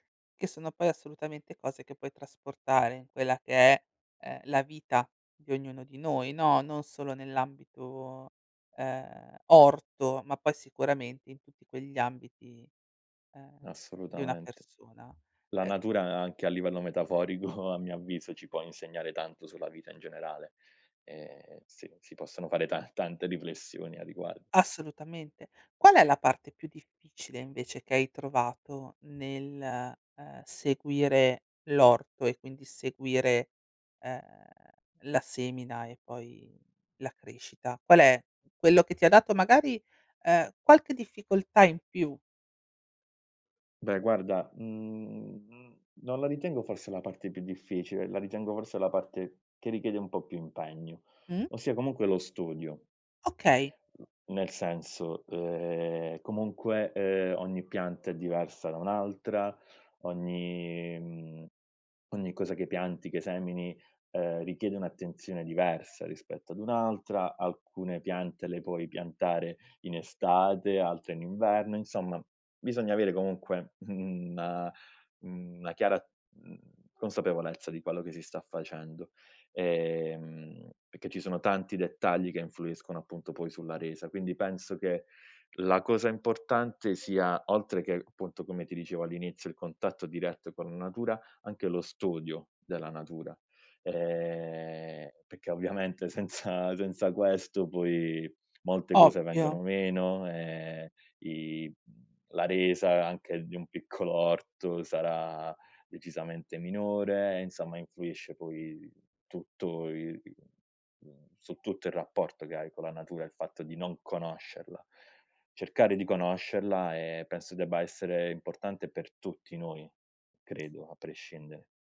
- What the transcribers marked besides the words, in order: other background noise; chuckle; laughing while speaking: "ta"; tapping; lip smack; "perché" said as "pecché"; "perché" said as "pecché"; laughing while speaking: "senza"; laughing while speaking: "piccolo"
- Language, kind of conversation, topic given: Italian, podcast, Qual è un'esperienza nella natura che ti ha fatto cambiare prospettiva?